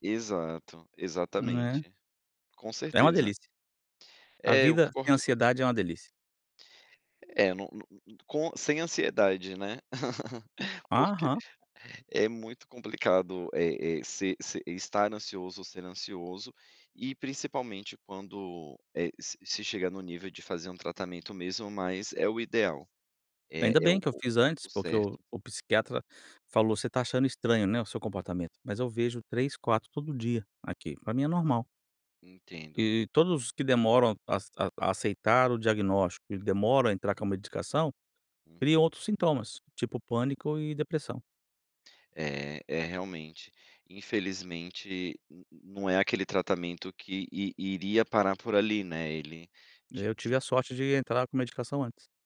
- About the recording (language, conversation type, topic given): Portuguese, podcast, Que limites você estabelece para proteger sua saúde mental?
- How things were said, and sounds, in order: chuckle; tapping